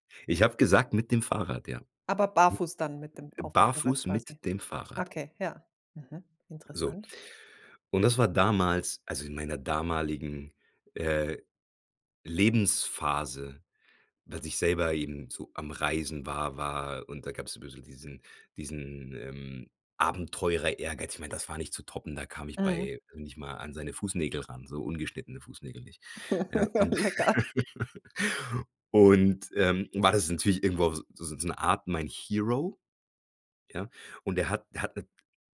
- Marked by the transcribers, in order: chuckle; laughing while speaking: "Ja, lecker"; laugh
- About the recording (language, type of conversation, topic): German, podcast, Welche Begegnung hat dein Bild von Fremden verändert?